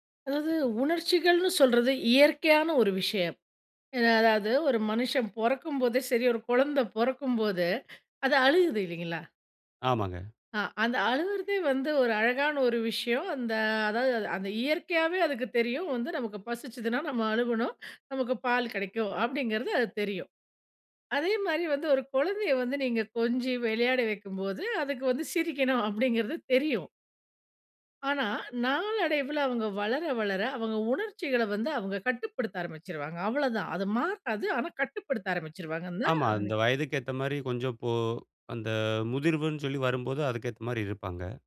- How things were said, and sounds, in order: inhale; laughing while speaking: "ஒரு குழந்தைய வந்து நீங்க கொஞ்சி விளையாட வைக்கும்போது, அதுக்கு வந்து சிரிக்கணும். அப்படிங்கிறது தெரியும்"
- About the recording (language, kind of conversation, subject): Tamil, podcast, குழந்தைகளுக்கு உணர்ச்சிகளைப் பற்றி எப்படி விளக்குவீர்கள்?